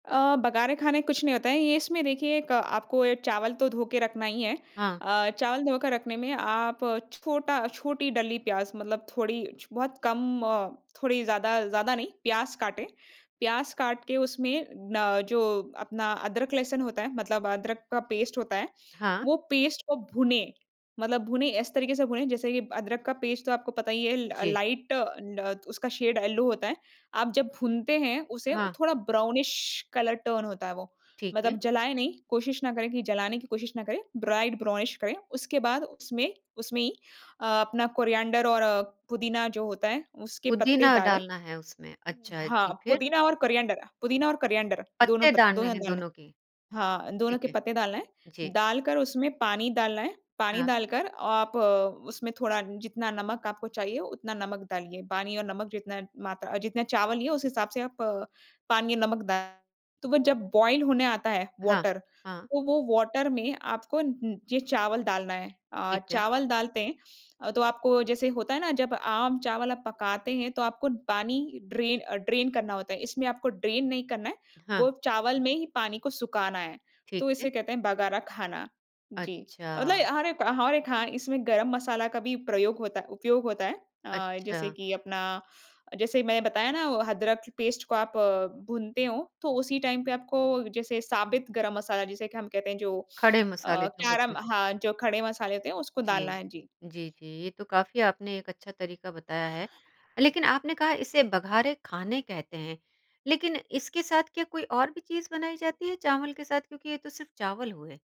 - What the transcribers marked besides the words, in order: other background noise; in English: "पेस्ट"; in English: "पेस्ट"; in English: "पेस्ट"; in English: "लाइट"; in English: "शेड येलो"; in English: "ब्राउनिश कलर टर्न"; in English: "ब्राइट ब्राउनिश"; in English: "कोरिएंडर"; in English: "कोरिएंडर"; in English: "कोरिएंडर"; in English: "बॉयल"; in English: "वाटर"; in English: "वाटर"; tapping; in English: "ड्रेन"; in English: "ड्रेन"; in English: "ड्रेन"; in English: "पेस्ट"; in English: "टाइम"
- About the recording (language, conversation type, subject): Hindi, podcast, जब बजट कम हो, तो आप त्योहार का खाना कैसे प्रबंधित करते हैं?